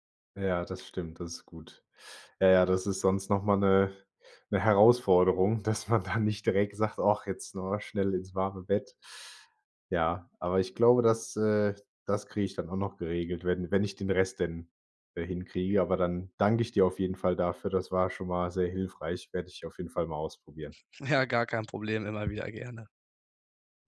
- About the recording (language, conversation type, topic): German, advice, Warum fällt es dir trotz eines geplanten Schlafrhythmus schwer, morgens pünktlich aufzustehen?
- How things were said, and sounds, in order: laughing while speaking: "dass man da"; other noise; giggle; laughing while speaking: "Ja"